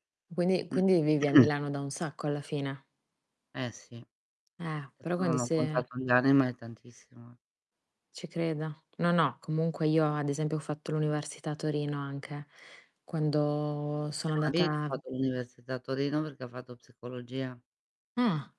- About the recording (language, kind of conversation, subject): Italian, unstructured, Quali sogni hai per il tuo futuro?
- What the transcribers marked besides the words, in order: throat clearing; distorted speech; "Adesso" said as "desso"; tapping; static; drawn out: "quando"; other background noise